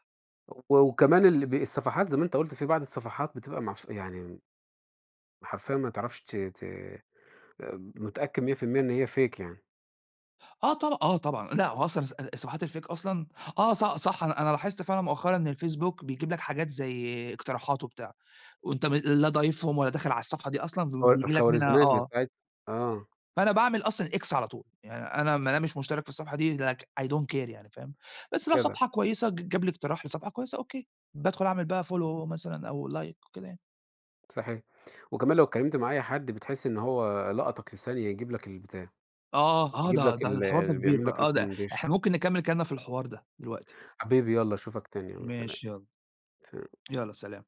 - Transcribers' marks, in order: in English: "fake"; in English: "الfake"; in English: "X"; in English: "Like I don't care"; in English: "follow"; unintelligible speech; in English: "like"; in English: "recommendation"
- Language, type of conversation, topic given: Arabic, unstructured, إزاي وسائل التواصل الاجتماعي بتأثر على العلاقات؟